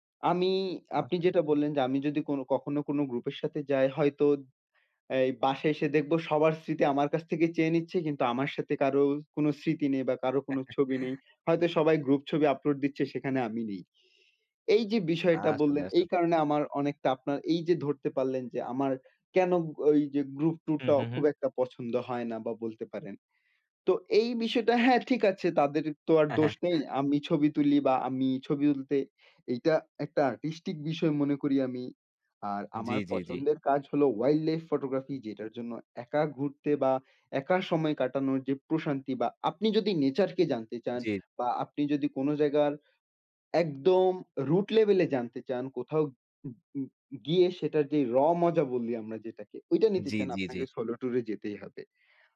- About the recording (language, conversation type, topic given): Bengali, unstructured, আপনি কি কখনও একা ভ্রমণ করেছেন, আর সেই অভিজ্ঞতা কেমন ছিল?
- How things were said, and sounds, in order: unintelligible speech; chuckle; chuckle; other background noise; tapping; unintelligible speech